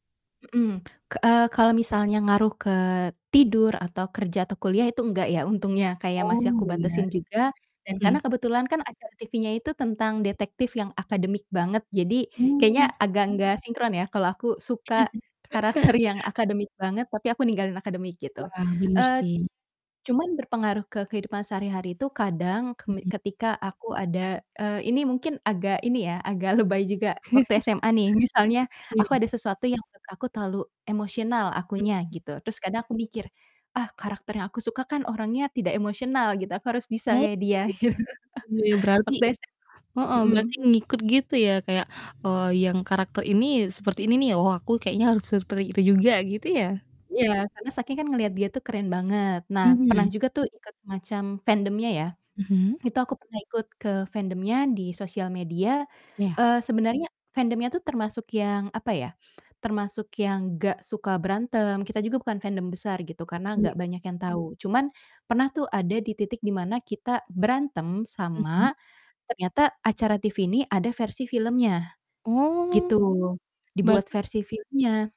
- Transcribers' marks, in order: chuckle; tapping; other background noise; laughing while speaking: "lebay"; chuckle; distorted speech; laughing while speaking: "gitu"
- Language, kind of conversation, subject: Indonesian, podcast, Acara televisi apa yang bikin kamu kecanduan?